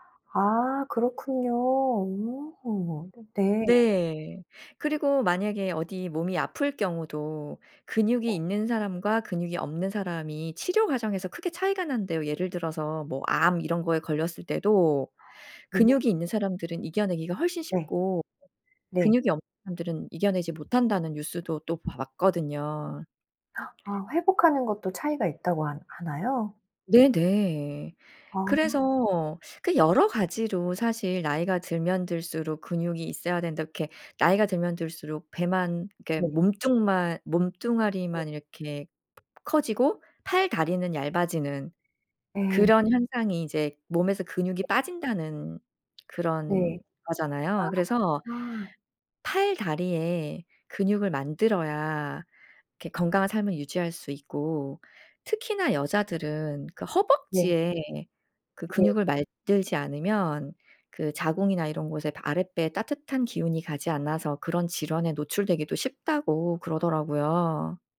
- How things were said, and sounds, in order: other background noise; gasp; tapping; unintelligible speech
- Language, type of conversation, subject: Korean, podcast, 규칙적인 운동 루틴은 어떻게 만드세요?